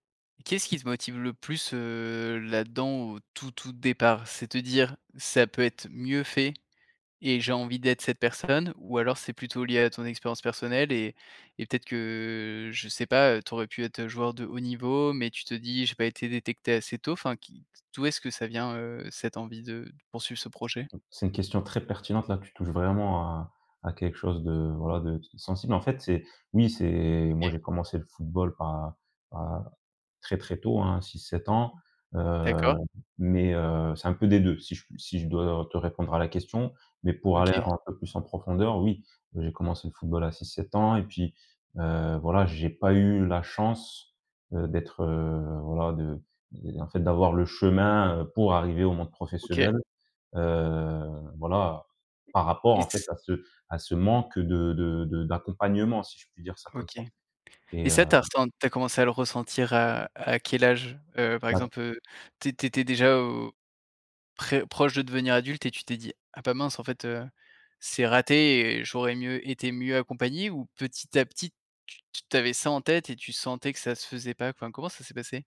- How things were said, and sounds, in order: drawn out: "heu"; other background noise; drawn out: "heu"; drawn out: "heu"
- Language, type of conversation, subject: French, podcast, Peux-tu me parler d’un projet qui te passionne en ce moment ?